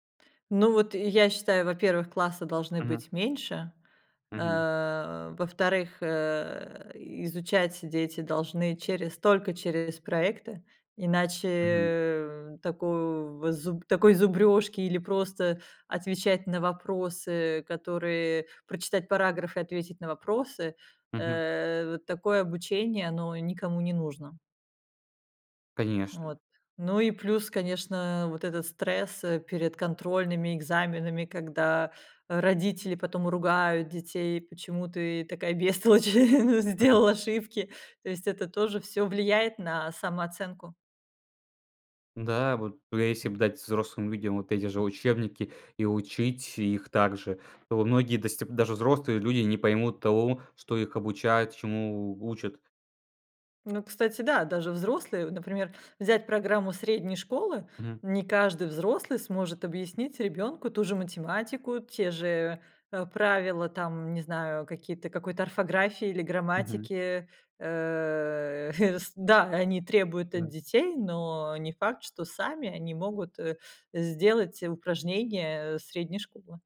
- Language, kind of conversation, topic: Russian, podcast, Что, по‑твоему, мешает учиться с удовольствием?
- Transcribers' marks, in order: other background noise; laughing while speaking: "бестолочь, сделал ошибки?"; chuckle